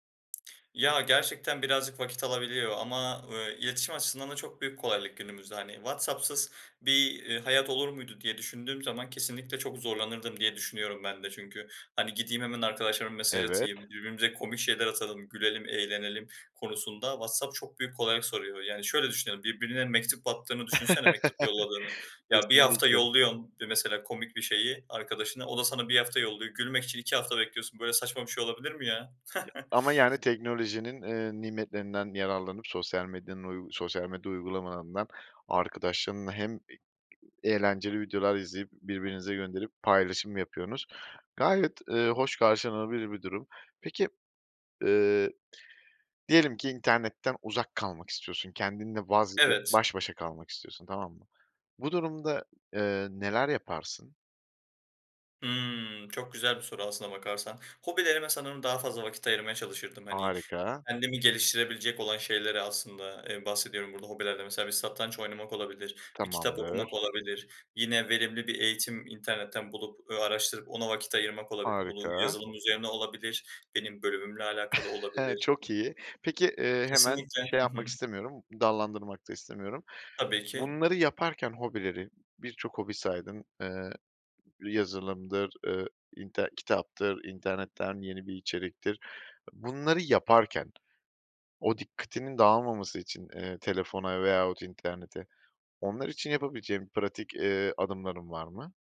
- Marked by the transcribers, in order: tapping; chuckle; laughing while speaking: "Kesinlikle"; chuckle; drawn out: "Hıı"; chuckle
- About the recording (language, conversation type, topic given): Turkish, podcast, İnternetten uzak durmak için hangi pratik önerilerin var?